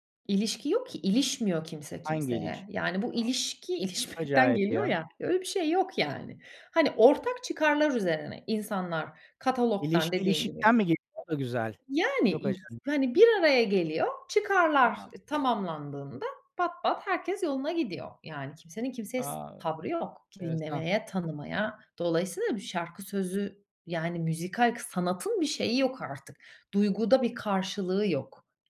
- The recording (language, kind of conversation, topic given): Turkish, podcast, Sence bir şarkıda sözler mi yoksa melodi mi daha önemlidir?
- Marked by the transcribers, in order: other background noise; laughing while speaking: "ilişmekten geliyor ya"